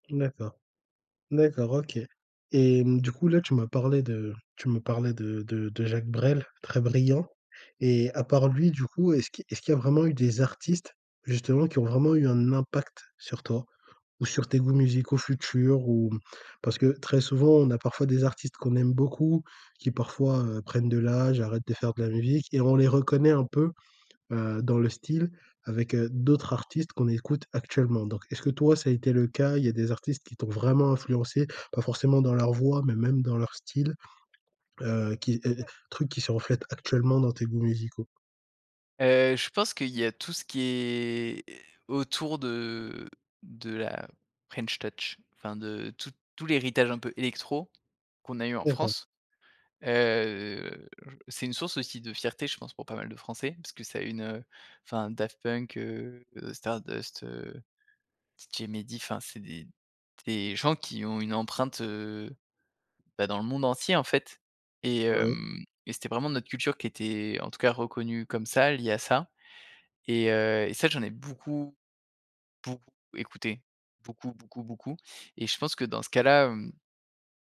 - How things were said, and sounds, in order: stressed: "brillant"; stressed: "impact"; stressed: "vraiment"; unintelligible speech; drawn out: "est"; in English: "French touch"; drawn out: "Heu"
- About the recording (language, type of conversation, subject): French, podcast, Comment ta culture a-t-elle influencé tes goûts musicaux ?